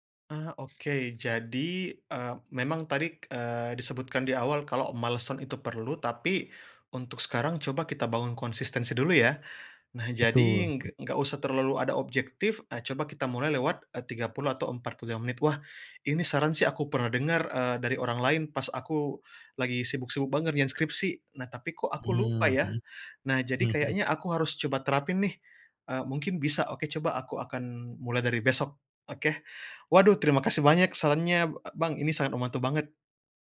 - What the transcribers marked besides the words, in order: in English: "milestone"; other background noise; chuckle
- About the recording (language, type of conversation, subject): Indonesian, advice, Bagaimana cara mengatasi kehilangan semangat untuk mempelajari keterampilan baru atau mengikuti kursus?